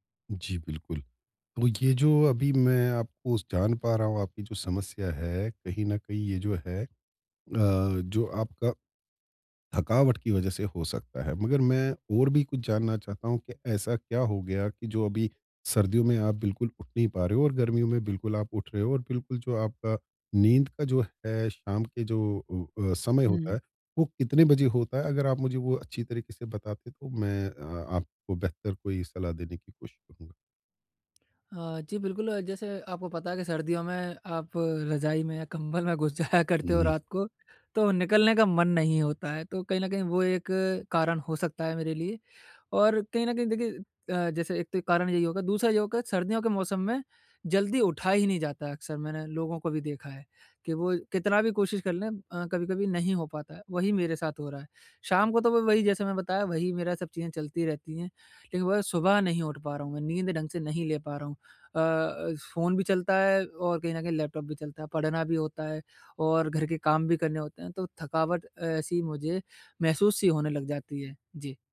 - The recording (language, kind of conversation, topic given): Hindi, advice, मैं नियमित रूप से सोने और जागने की दिनचर्या कैसे बना सकता/सकती हूँ?
- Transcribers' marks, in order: laughing while speaking: "जाया करते"